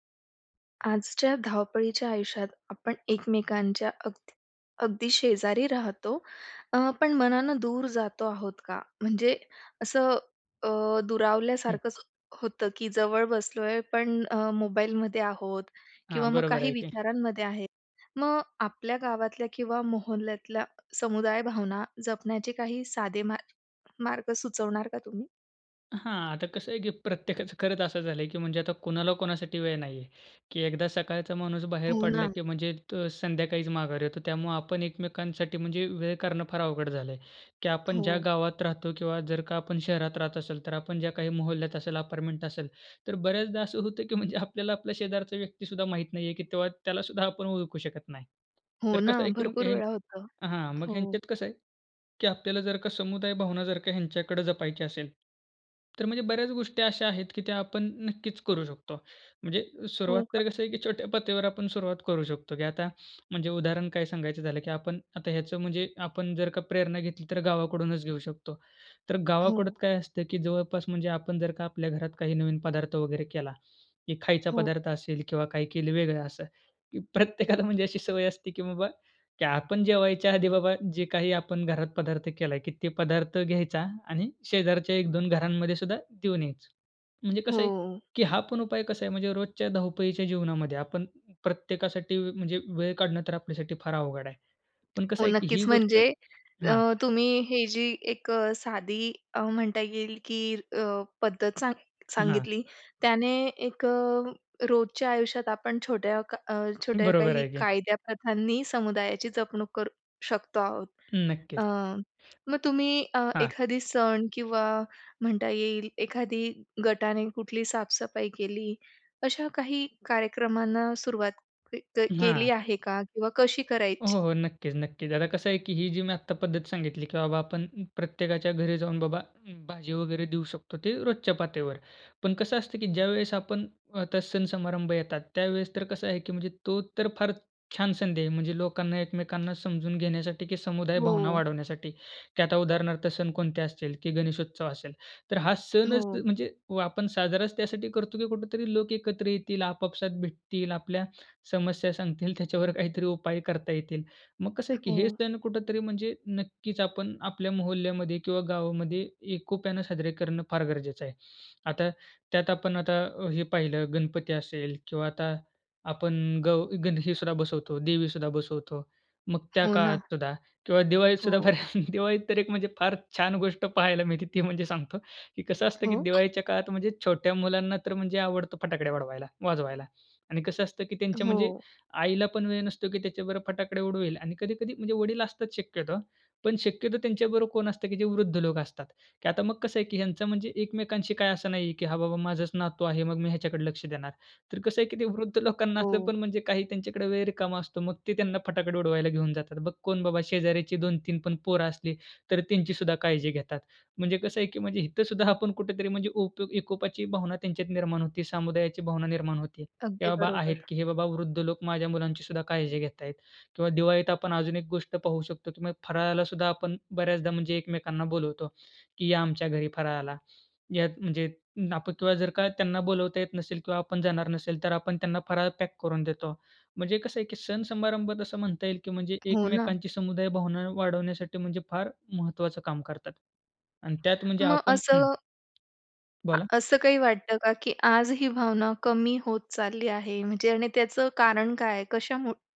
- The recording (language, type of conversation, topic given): Marathi, podcast, आपल्या गावात किंवा परिसरात समुदायाची भावना जपण्याचे सोपे मार्ग कोणते आहेत?
- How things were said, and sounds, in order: other background noise; tapping; hiccup; hiccup; laughing while speaking: "खरंच"; laughing while speaking: "म्हणजे"; laughing while speaking: "प्रत्येकाला"; laughing while speaking: "आधी बाबा"; hiccup; laughing while speaking: "त्याच्यावर काहीतरी उपाय"; laughing while speaking: "बऱ्या"; laughing while speaking: "ती म्हणजे सांगतो"; hiccup; laughing while speaking: "आपण"